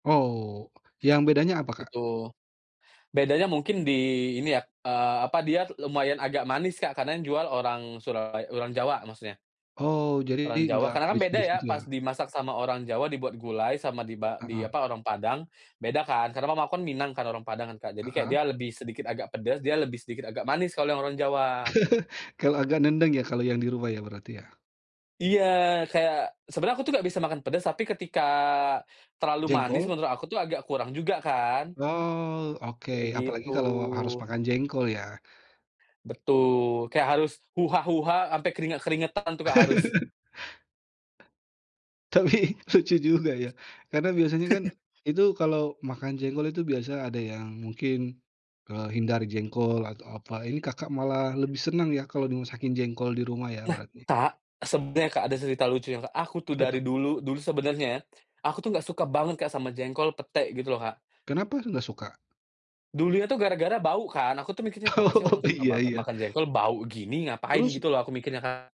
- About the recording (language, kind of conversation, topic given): Indonesian, podcast, Aroma masakan apa yang langsung membuat kamu teringat rumah?
- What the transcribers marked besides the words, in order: chuckle; other background noise; other noise; chuckle; laughing while speaking: "Tapi, lucu"; chuckle; tapping; laughing while speaking: "Oh"